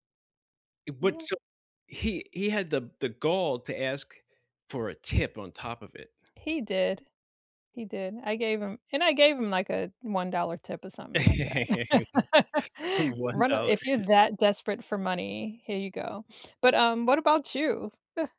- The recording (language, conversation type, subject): English, unstructured, Have you ever been overcharged by a taxi driver?
- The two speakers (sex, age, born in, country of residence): female, 55-59, United States, United States; male, 50-54, United States, United States
- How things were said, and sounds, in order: laugh; laughing while speaking: "one dollar"; laugh; sniff; chuckle